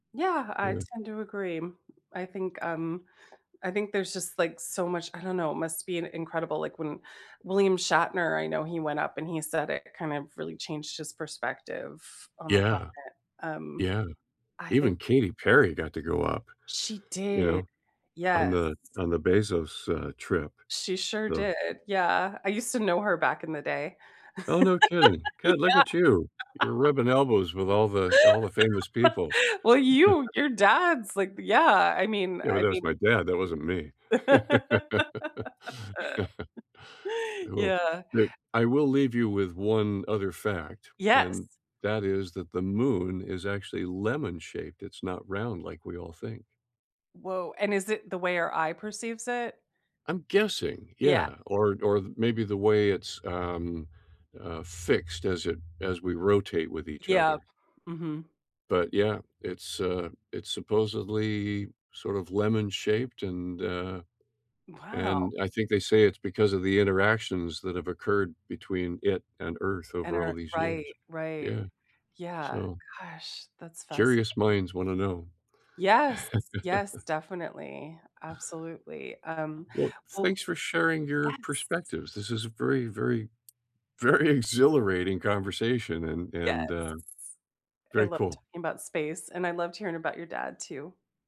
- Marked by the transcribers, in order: other background noise; laugh; laughing while speaking: "Yeah"; laugh; chuckle; laugh; chuckle; tapping
- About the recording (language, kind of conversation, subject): English, unstructured, What is a fun fact about space that you know?